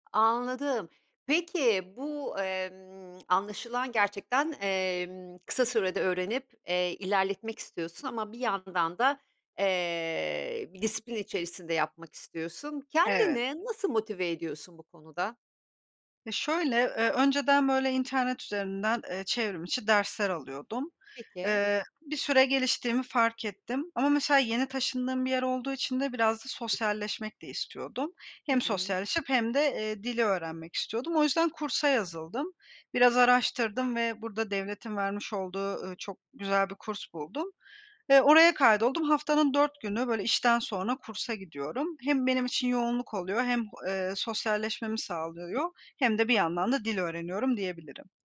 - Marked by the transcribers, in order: lip smack; tapping
- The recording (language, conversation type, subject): Turkish, podcast, Hobiler stresle başa çıkmana nasıl yardımcı olur?